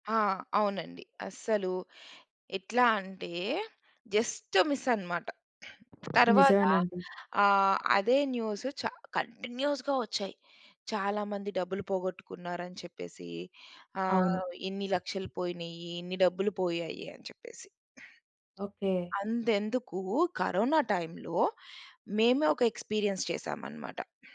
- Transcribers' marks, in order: in English: "జస్ట్"; other background noise; in English: "కంటిన్యూస్‌గా"; in English: "టైమ్‌లో"; in English: "ఎక్స్పీరియన్స్"
- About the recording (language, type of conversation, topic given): Telugu, podcast, ఆన్‌లైన్‌లో మీరు మీ వ్యక్తిగత సమాచారాన్ని ఎంతవరకు పంచుకుంటారు?